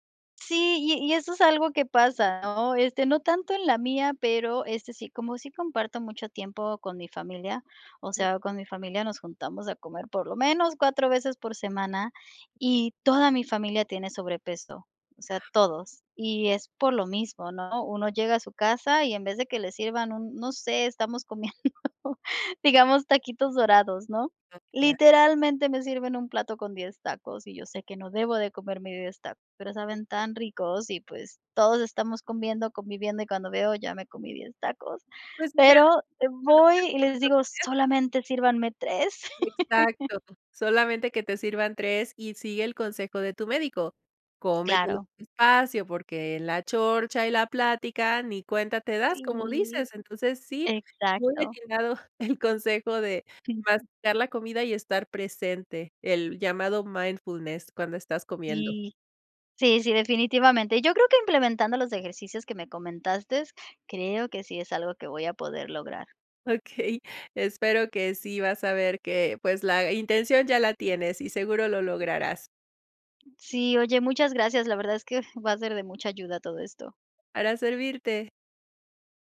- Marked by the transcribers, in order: laughing while speaking: "comiendo"; unintelligible speech; laugh; laughing while speaking: "Okey"
- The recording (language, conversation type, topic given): Spanish, advice, ¿Qué cambio importante en tu salud personal está limitando tus actividades?